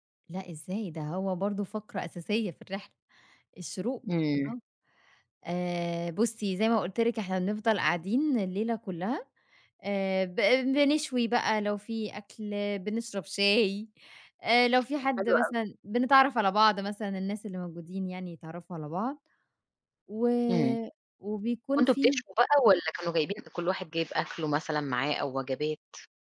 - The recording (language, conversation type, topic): Arabic, podcast, إيه أجمل غروب شمس أو شروق شمس شفته وإنت برّه مصر؟
- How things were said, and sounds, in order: other background noise